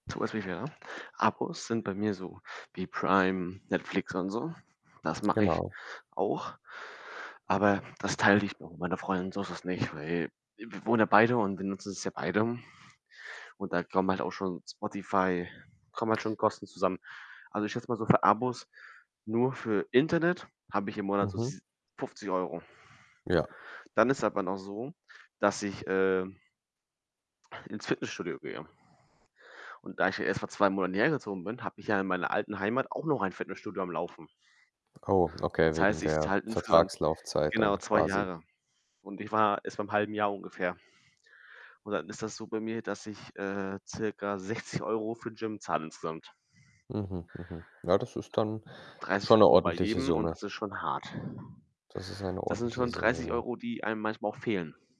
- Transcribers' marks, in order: other background noise; static; tapping; wind
- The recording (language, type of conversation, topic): German, unstructured, Wie gehst du mit deinem monatlichen Budget um?
- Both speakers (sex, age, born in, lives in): male, 18-19, Germany, Germany; male, 25-29, Germany, Germany